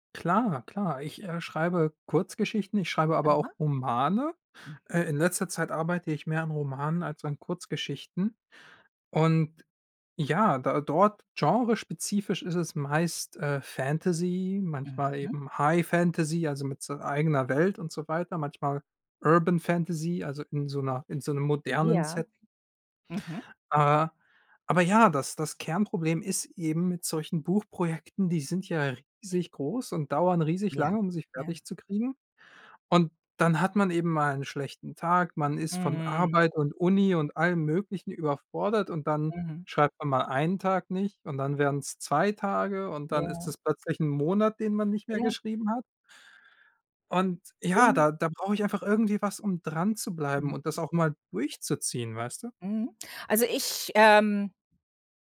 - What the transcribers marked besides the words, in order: in English: "High Fantasy"; in English: "Urban Fantasy"; tapping
- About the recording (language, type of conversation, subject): German, advice, Wie schiebst du deine kreativen Projekte auf?